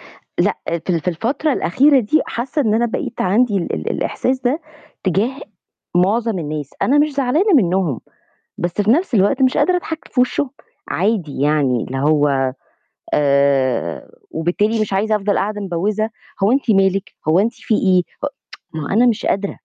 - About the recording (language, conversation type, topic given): Arabic, advice, إزاي أبطل أتظاهر إني مبسوط/ة قدام الناس وأنا مش حاسس/ة بكده؟
- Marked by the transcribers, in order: tsk